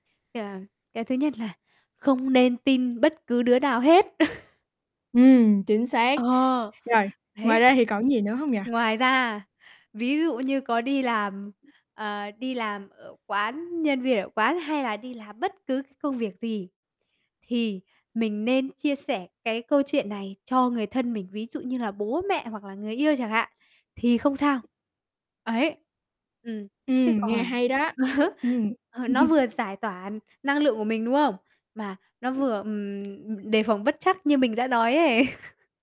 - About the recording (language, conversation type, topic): Vietnamese, podcast, Bạn có thể kể cho mình nghe một bài học lớn mà bạn đã học được trong đời không?
- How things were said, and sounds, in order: other background noise; chuckle; tapping; static; chuckle; chuckle; unintelligible speech; chuckle